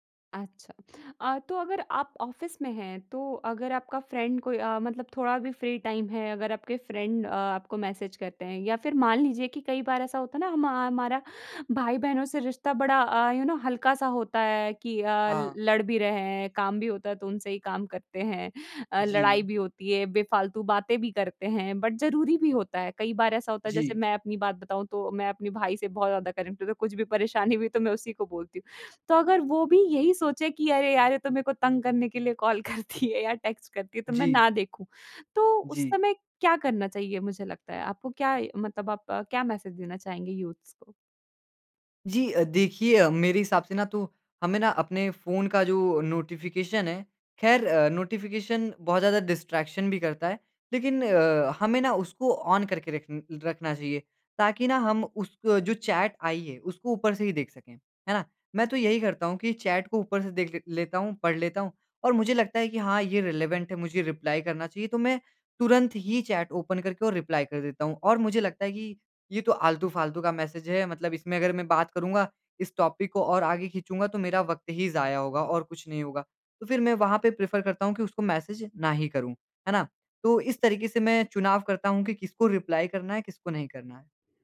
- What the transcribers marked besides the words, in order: in English: "ऑफिस"; in English: "फ़्रेंड"; in English: "फ़्री टाइम"; in English: "फ़्रेंड"; in English: "यू नो"; in English: "बट"; in English: "कनेक्टेड"; in English: "कॉल"; laughing while speaking: "करती है"; in English: "टेक्स्ट"; in English: "मैसेज"; in English: "यूथ्स"; in English: "नोटिफिकेशन"; in English: "नोटिफिकेशन"; in English: "डिस्ट्रैक्शन"; in English: "ऑन"; in English: "चैट"; in English: "चैट"; in English: "रिलेवेंट"; in English: "रिप्लाई"; in English: "चैट ओपन"; in English: "रिप्लाई"; in English: "मैसेज"; in English: "टॉपिक"; in English: "प्रेफ़र"; in English: "मैसेज"; in English: "रिप्लाई"
- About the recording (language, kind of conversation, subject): Hindi, podcast, वॉइस नोट और टेक्स्ट — तुम किसे कब चुनते हो?